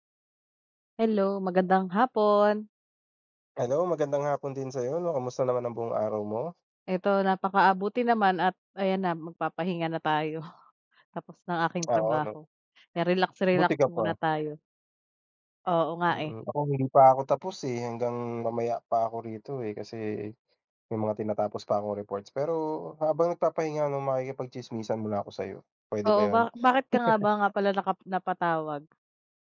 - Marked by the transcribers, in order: chuckle; tapping; other background noise; chuckle
- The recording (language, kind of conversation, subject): Filipino, unstructured, Paano mo ipinapakita ang kabutihan sa araw-araw?